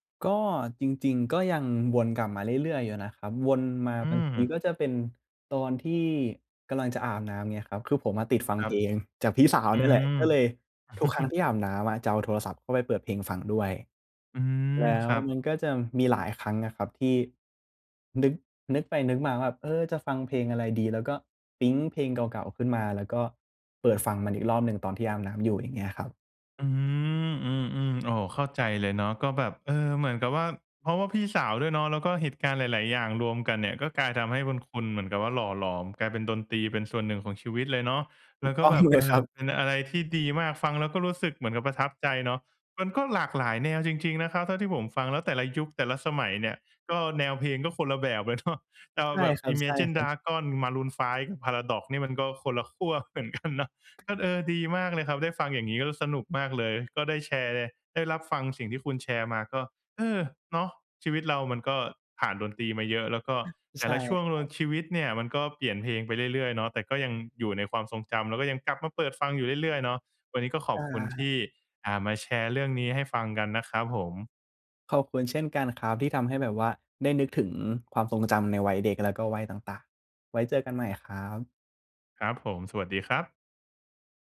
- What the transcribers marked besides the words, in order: chuckle; tapping; other background noise
- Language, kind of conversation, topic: Thai, podcast, มีเพลงไหนที่ฟังแล้วกลายเป็นเพลงประจำช่วงหนึ่งของชีวิตคุณไหม?